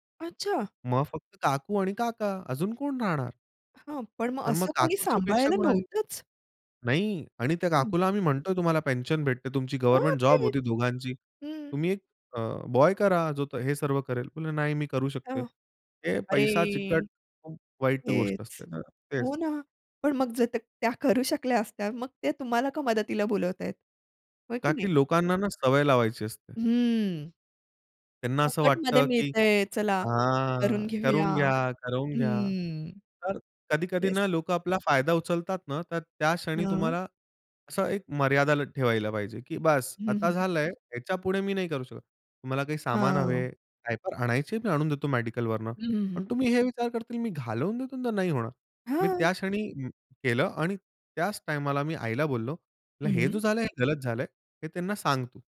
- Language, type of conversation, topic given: Marathi, podcast, आपत्कालीन परिस्थितीत नातेवाईक आणि शेजारी कशा प्रकारे मदत करू शकतात?
- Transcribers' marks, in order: surprised: "पण मग असं कोणी सांभाळायला नव्हतंच?"; laughing while speaking: "करू शकल्या असत्या"; "कारण की" said as "का की"; other background noise